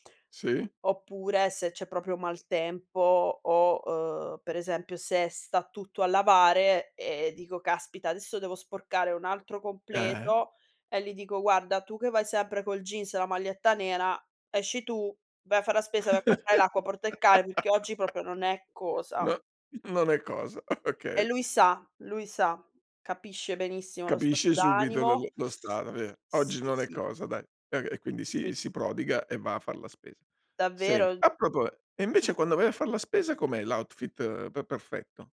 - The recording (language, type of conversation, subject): Italian, podcast, Come descriveresti oggi il tuo stile personale?
- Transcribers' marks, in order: "proprio" said as "propio"; other background noise; laugh; "proprio" said as "propio"; chuckle